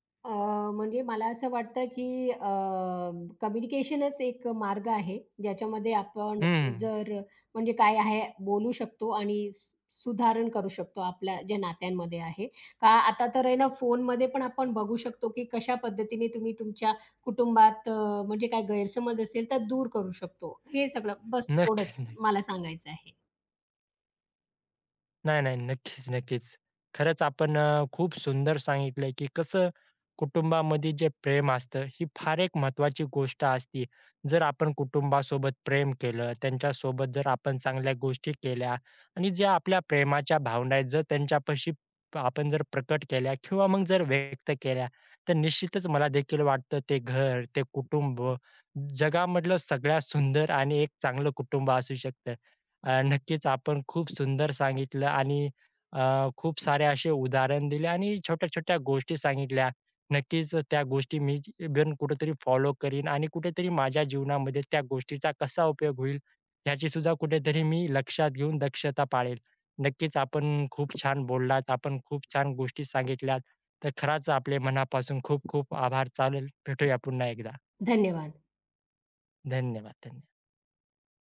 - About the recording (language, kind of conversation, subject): Marathi, podcast, कुटुंबात तुम्ही प्रेम कसे व्यक्त करता?
- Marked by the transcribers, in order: "सुधारणा" said as "सुधारण"; other background noise; laughing while speaking: "नक्कीच-नक्कीच"; tapping